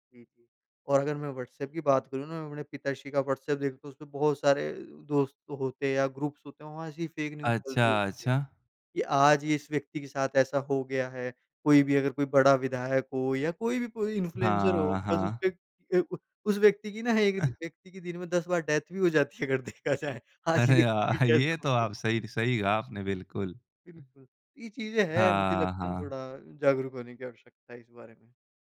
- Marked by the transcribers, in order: in English: "ग्रुप्स"; in English: "फेक न्यूज"; in English: "इन्फ्लुएंसर"; in English: "डेथ"; laughing while speaking: "अगर देखा जाए, आज ये व्यक्ति की डेथ हो गई"; laughing while speaking: "ये"; in English: "डेथ"
- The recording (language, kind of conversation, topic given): Hindi, podcast, ऑनलाइन खबरें और जानकारी पढ़ते समय आप सच को कैसे परखते हैं?